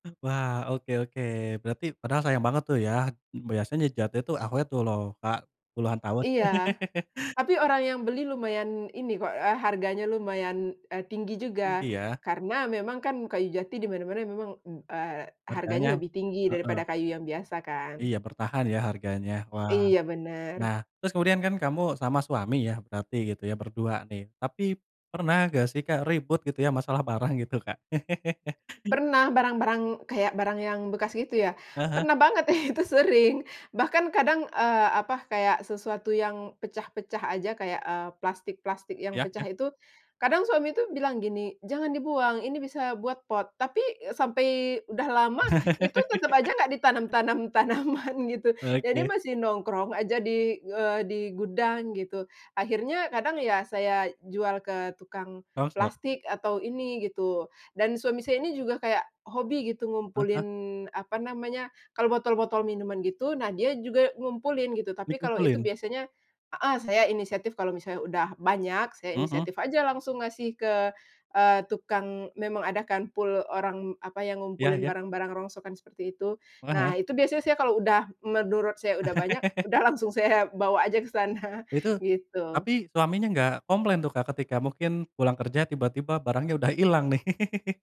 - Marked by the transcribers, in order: chuckle; laugh; chuckle; laugh; laughing while speaking: "tanaman"; laugh; laughing while speaking: "langsung saya"; laugh
- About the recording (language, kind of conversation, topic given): Indonesian, podcast, Bagaimana cara kamu menyederhanakan barang di rumah agar lebih ramah lingkungan?